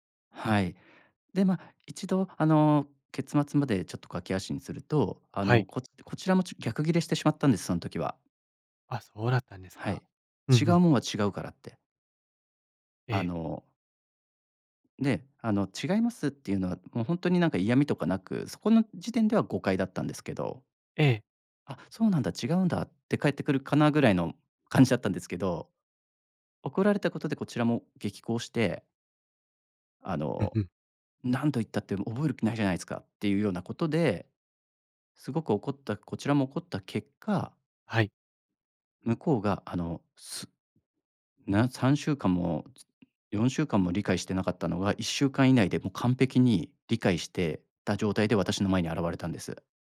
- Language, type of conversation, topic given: Japanese, advice, 誤解で相手に怒られたとき、どう説明して和解すればよいですか？
- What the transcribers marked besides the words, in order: none